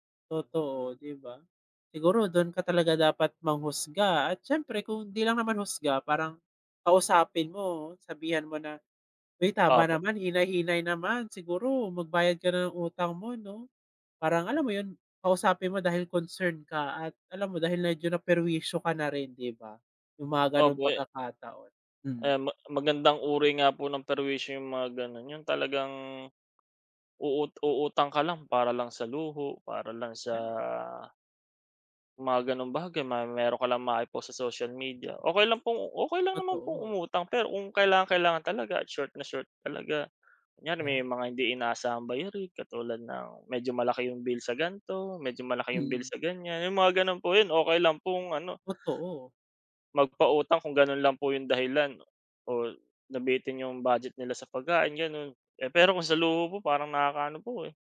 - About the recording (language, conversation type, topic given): Filipino, unstructured, May karapatan ba tayong husgahan kung paano nagkakasaya ang iba?
- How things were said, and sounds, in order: none